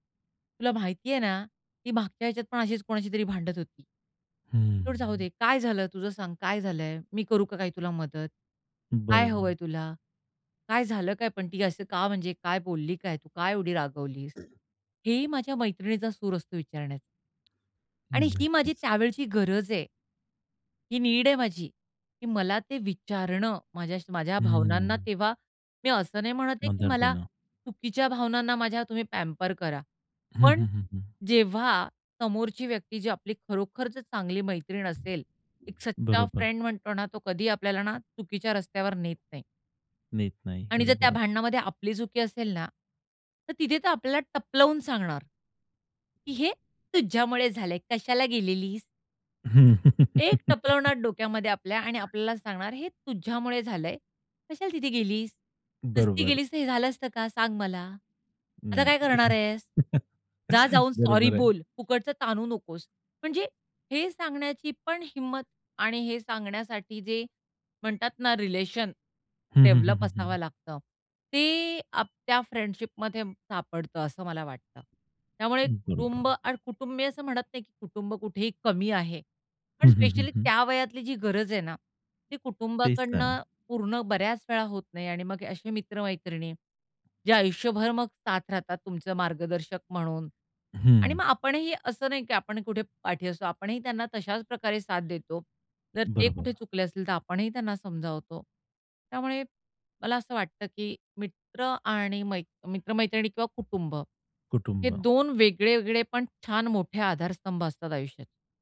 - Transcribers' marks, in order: other background noise; tapping; in English: "नीड"; in English: "पॅम्पर"; put-on voice: "की हे तुझ्यामुळे झालंय. कशाला गेलेलीस?"; laugh; put-on voice: "हे तुझ्यामुळे झालंय. कशाला तिथे … फुकटचं ताणू नकोस"; laughing while speaking: "नाही"; chuckle; in English: "डेव्हलप"; music
- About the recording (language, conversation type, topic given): Marathi, podcast, कुटुंब आणि मित्र यांमधला आधार कसा वेगळा आहे?